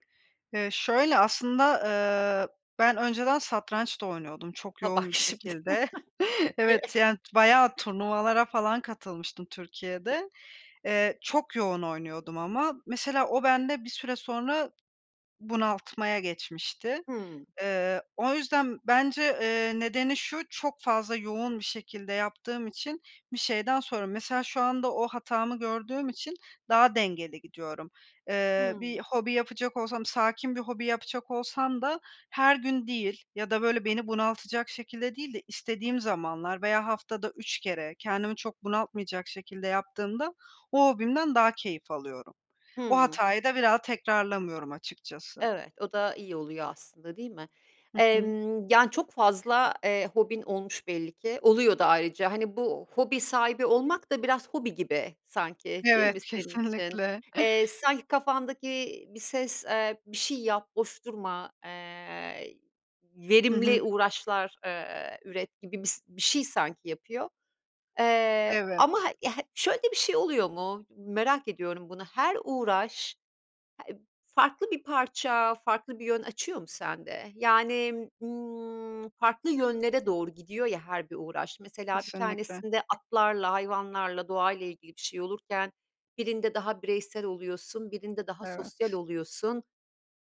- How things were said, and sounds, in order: chuckle; unintelligible speech; tapping; other background noise; laughing while speaking: "kesinlikle"; unintelligible speech
- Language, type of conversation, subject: Turkish, podcast, Hobiler stresle başa çıkmana nasıl yardımcı olur?